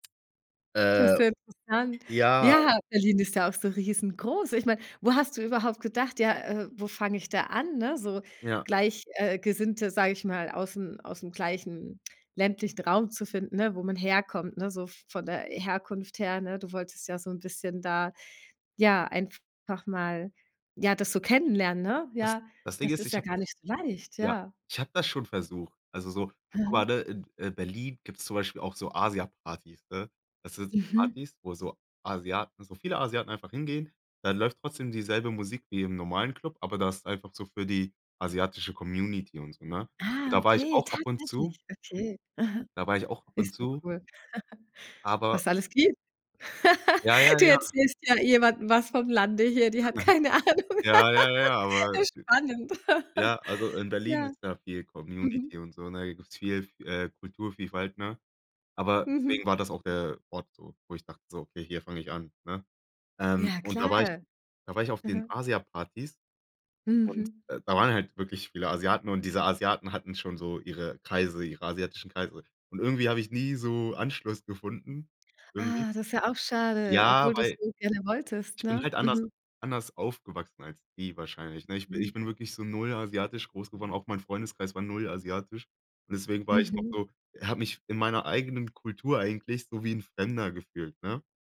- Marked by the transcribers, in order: other noise; chuckle; laugh; chuckle; laughing while speaking: "keine Ahnung"; laugh; giggle
- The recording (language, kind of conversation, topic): German, podcast, Kannst du von einem Zufall erzählen, der zu einer Freundschaft geführt hat?